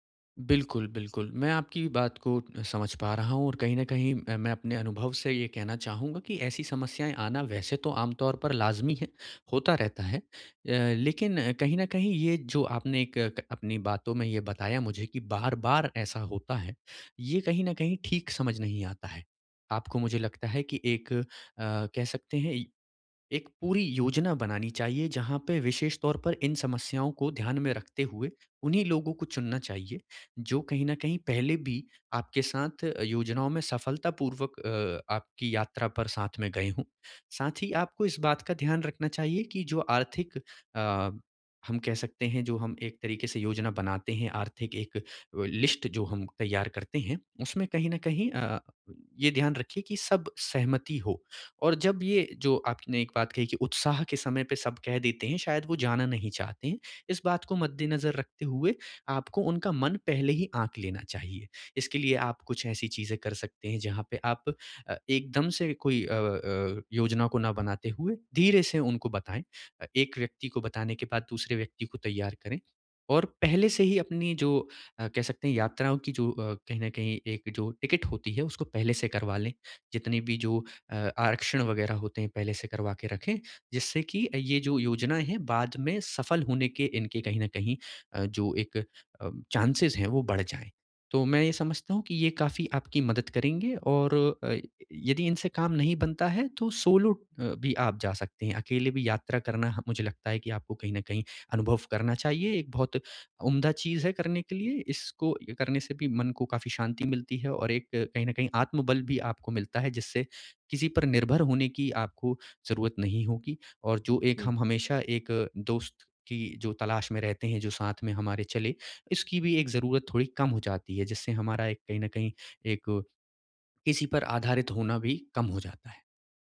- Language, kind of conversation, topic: Hindi, advice, अचानक यात्रा रुक जाए और योजनाएँ बदलनी पड़ें तो क्या करें?
- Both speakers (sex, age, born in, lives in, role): male, 25-29, India, India, advisor; male, 30-34, India, India, user
- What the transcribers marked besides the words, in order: in English: "लिस्ट"; in English: "चांसेज़"; in English: "सोलो"